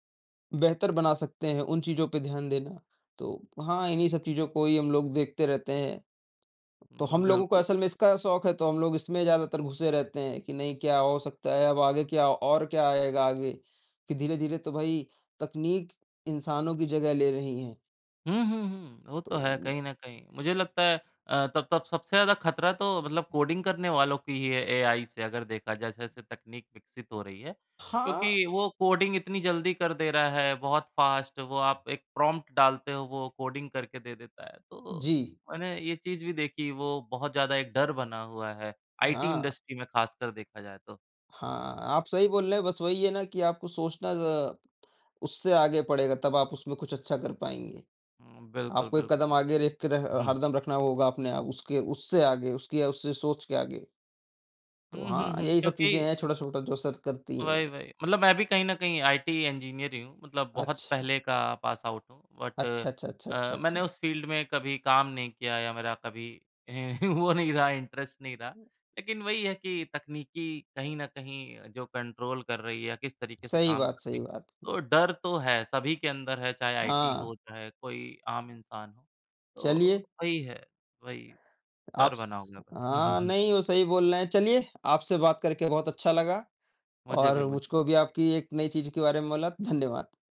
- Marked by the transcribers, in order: tapping; in English: "फास्ट"; in English: "इंडस्ट्री"; "रख" said as "रेख"; in English: "पासआउट"; in English: "बट"; in English: "फील्ड"; chuckle; laughing while speaking: "वो नहीं रहा"; in English: "इंटरेस्ट"; other noise; in English: "कंट्रोल"
- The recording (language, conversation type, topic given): Hindi, unstructured, क्या आपको डर है कि तकनीक आपके जीवन को नियंत्रित कर सकती है?